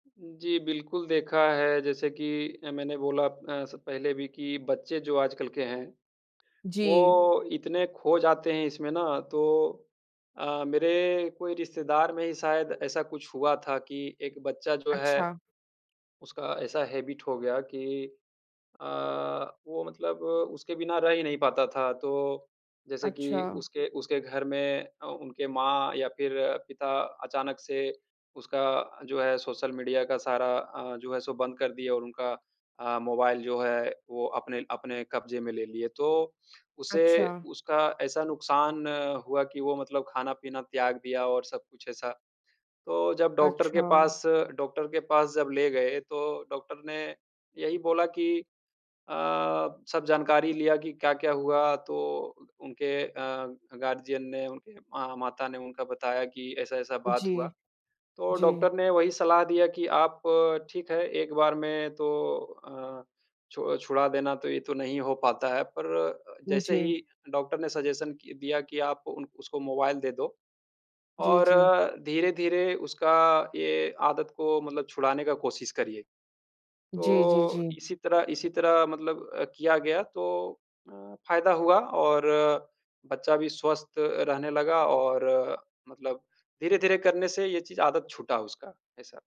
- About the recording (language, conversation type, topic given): Hindi, unstructured, आपके जीवन में सोशल मीडिया ने क्या बदलाव लाए हैं?
- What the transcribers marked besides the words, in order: in English: "हैबिट"; in English: "गार्डियन"; in English: "सजेशन"